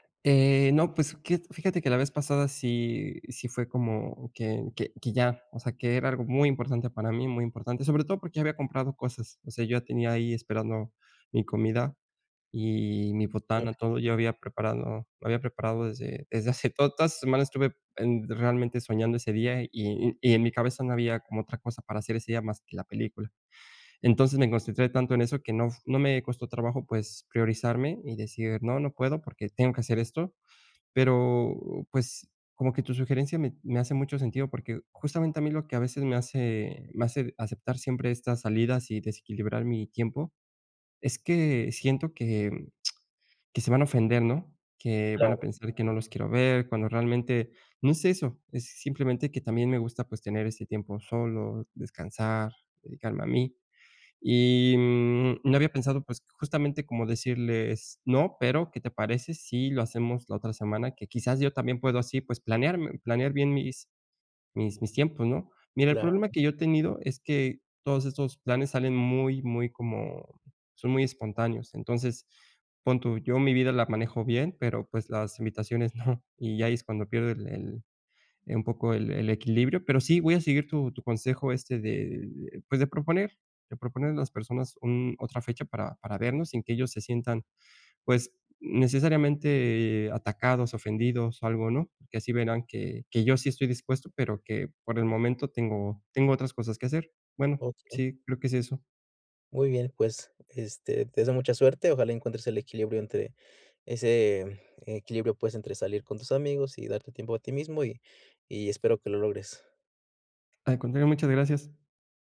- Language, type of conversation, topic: Spanish, advice, ¿Cómo puedo equilibrar el tiempo con amigos y el tiempo a solas?
- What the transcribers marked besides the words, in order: unintelligible speech; laughing while speaking: "desde"; tsk; laughing while speaking: "no"